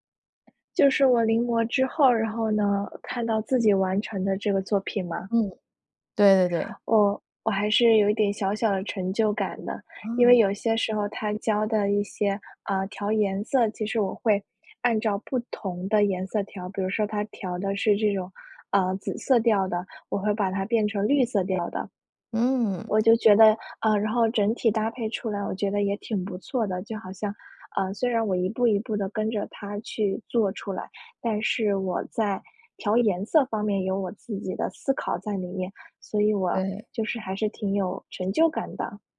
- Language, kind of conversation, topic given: Chinese, advice, 看了他人的作品后，我为什么会失去创作信心？
- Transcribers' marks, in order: other background noise